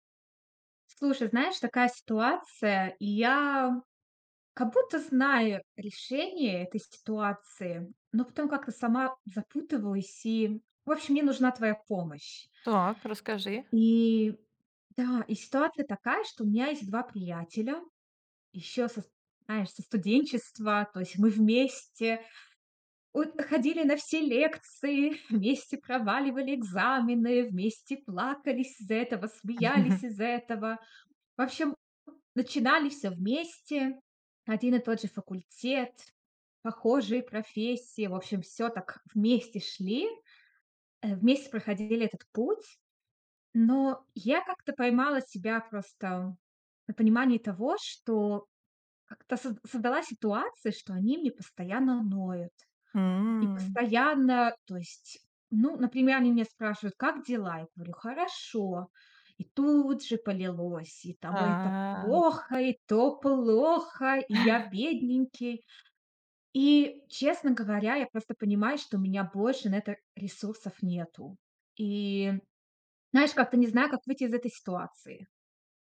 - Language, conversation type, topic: Russian, advice, Как поступить, если друзья постоянно пользуются мной и не уважают мои границы?
- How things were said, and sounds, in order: none